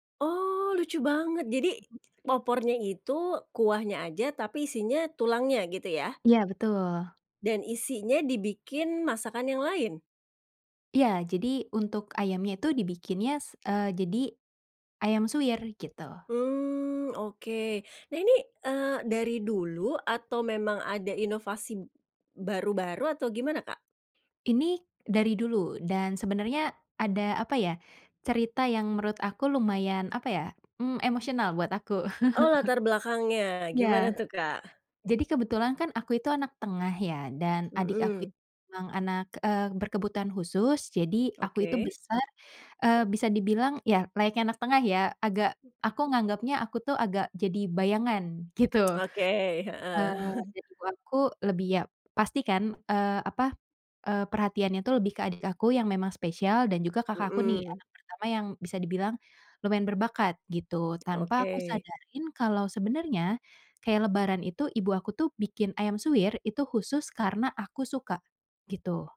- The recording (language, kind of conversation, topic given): Indonesian, podcast, Apa tradisi makanan yang selalu ada di rumahmu saat Lebaran atau Natal?
- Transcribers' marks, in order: other background noise; chuckle; tsk; chuckle